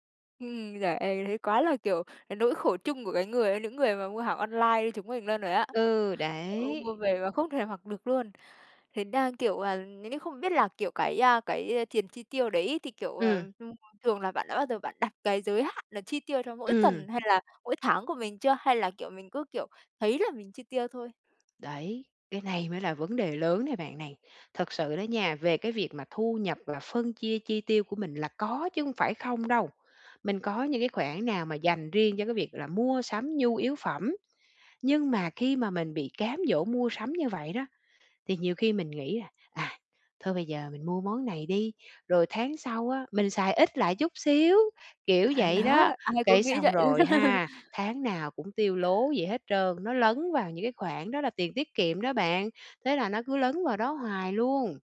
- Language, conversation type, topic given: Vietnamese, advice, Làm thế nào để hạn chế cám dỗ mua sắm không cần thiết đang làm ảnh hưởng đến việc tiết kiệm của bạn?
- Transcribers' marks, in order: tapping; other background noise; laughing while speaking: "À, đó"; laughing while speaking: "luôn"; laugh; other noise